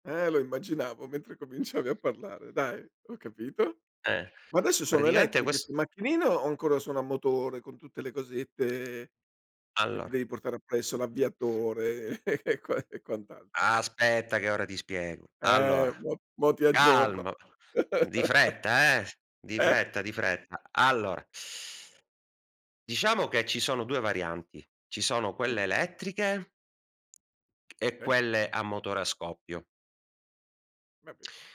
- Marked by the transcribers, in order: other background noise; laughing while speaking: "e e quan e quant'altro"; drawn out: "Aspetta"; angry: "calmo"; chuckle; laughing while speaking: "Eh?"; teeth sucking
- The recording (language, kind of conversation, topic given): Italian, podcast, C’è un piccolo progetto che consiglieresti a chi è alle prime armi?